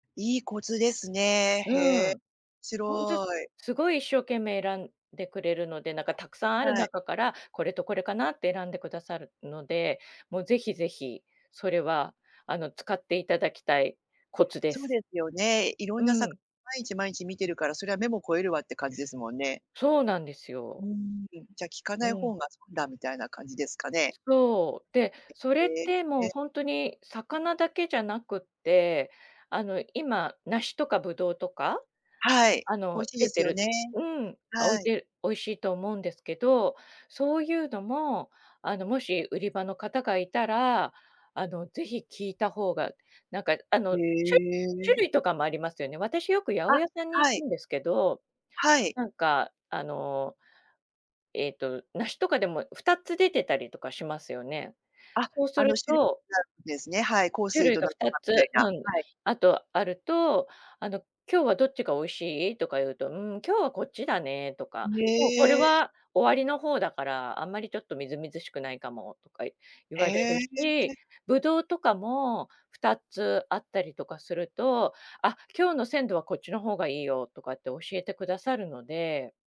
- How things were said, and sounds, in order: unintelligible speech
- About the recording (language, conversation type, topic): Japanese, podcast, 旬の食材をどのように楽しんでいますか？